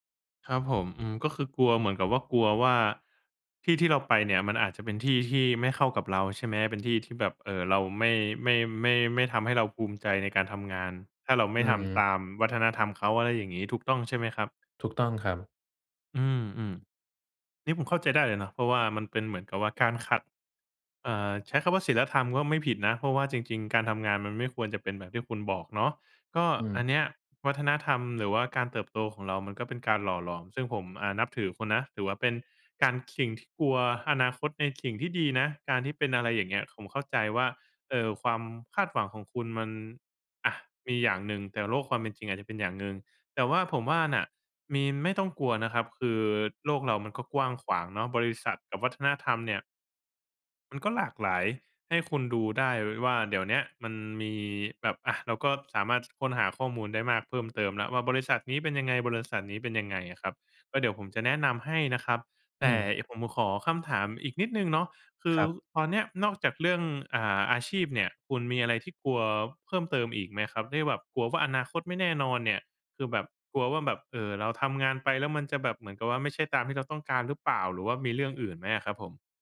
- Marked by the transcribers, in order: none
- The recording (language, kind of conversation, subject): Thai, advice, คุณกลัวอนาคตที่ไม่แน่นอนและไม่รู้ว่าจะทำอย่างไรดีใช่ไหม?